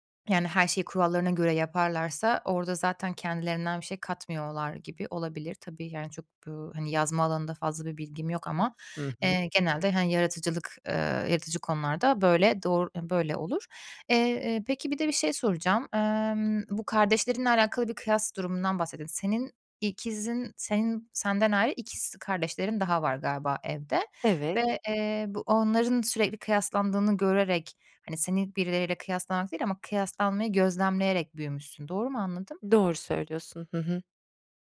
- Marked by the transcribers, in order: none
- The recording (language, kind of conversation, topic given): Turkish, advice, Mükemmeliyetçilik ve kıyaslama hobilerimi engelliyorsa bunu nasıl aşabilirim?